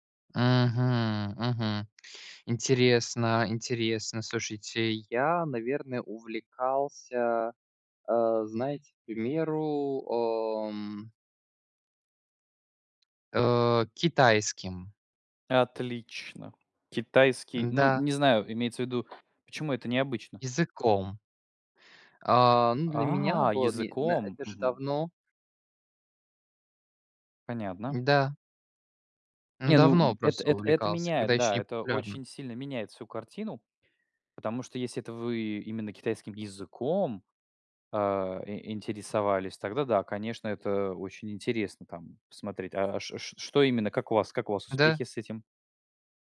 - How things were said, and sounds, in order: tapping
- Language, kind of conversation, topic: Russian, unstructured, Как хобби помогает заводить новых друзей?